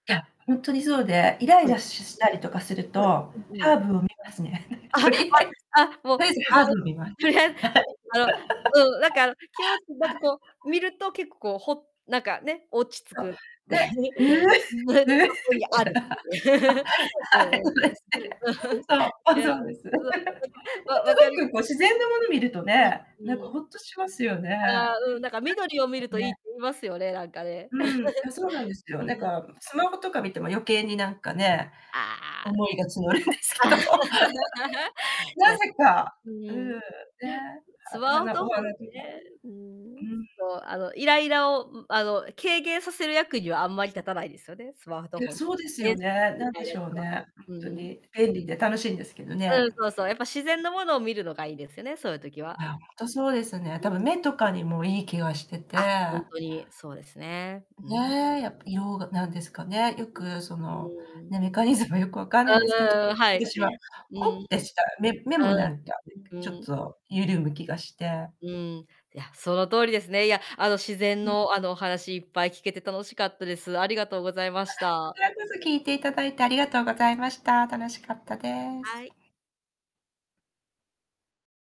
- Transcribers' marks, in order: static; distorted speech; laugh; chuckle; unintelligible speech; laughing while speaking: "とりあえず"; laughing while speaking: "はい"; laugh; laugh; laughing while speaking: "はい。そうですね"; laugh; unintelligible speech; laugh; chuckle; laugh; laugh; unintelligible speech; "スマートフォン" said as "スワオトホン"; laughing while speaking: "募るんですけど"; laugh
- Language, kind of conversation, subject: Japanese, podcast, 自然に触れると、心はどのように変化しますか？